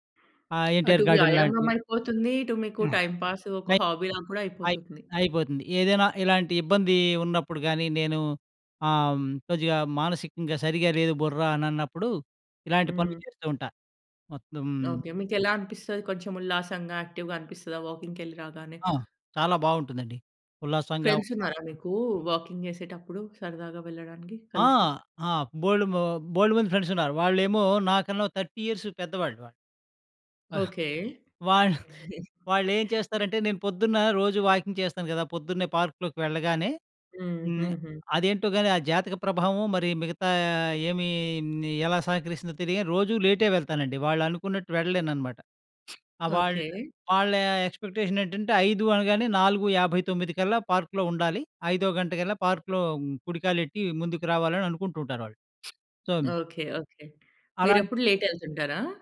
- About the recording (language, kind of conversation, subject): Telugu, podcast, హాబీని తిరిగి పట్టుకోవడానికి మొదటి చిన్న అడుగు ఏమిటి?
- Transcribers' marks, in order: lip smack; in English: "గార్డెన్"; in English: "టైంపాసు"; in English: "హాబీలా"; in English: "యాక్టివ్‌గా"; in English: "ఫ్రెండ్స్"; in English: "వాకింగ్"; in English: "ఫ్రెండ్స్"; chuckle; in English: "వాకింగ్"; in English: "పార్క్‌లోకి"; in English: "ఎక్స్‌పెక్టె‌ష‌న్"; in English: "పార్క్‌లో"; in English: "పార్క్‌లో"; tsk; in English: "సో"; in English: "లేట్"